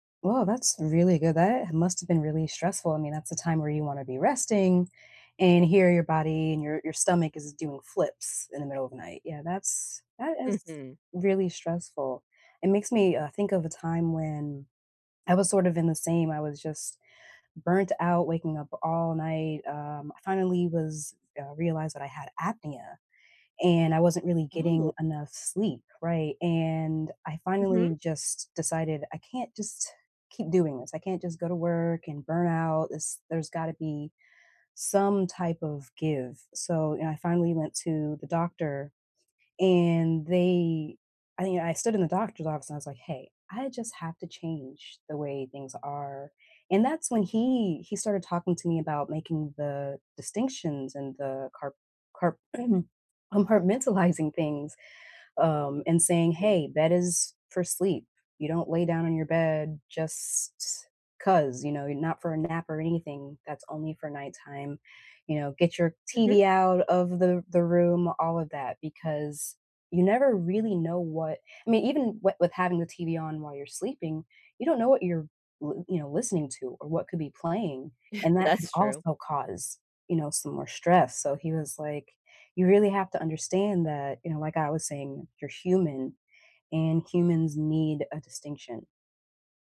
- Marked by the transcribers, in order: other background noise; throat clearing; laughing while speaking: "compartmentalizing"; chuckle
- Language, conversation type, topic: English, unstructured, What’s the best way to handle stress after work?